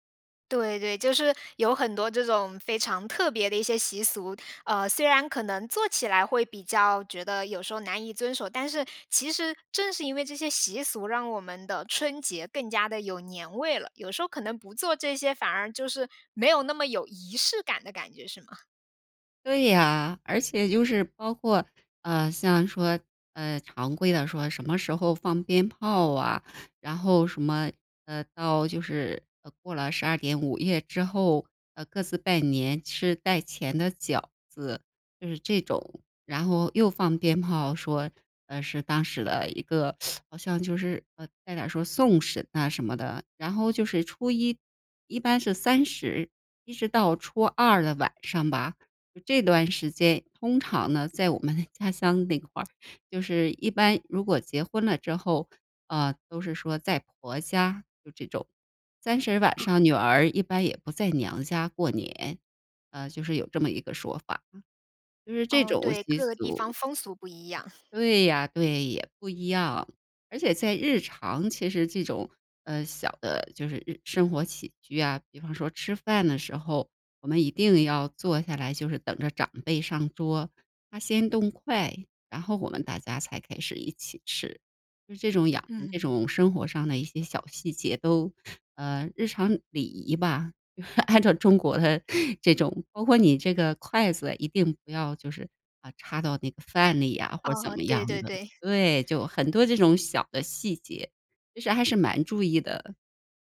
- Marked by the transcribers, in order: teeth sucking; other background noise; laughing while speaking: "按照中国的这种"
- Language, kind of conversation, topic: Chinese, podcast, 你们家平时有哪些日常习俗？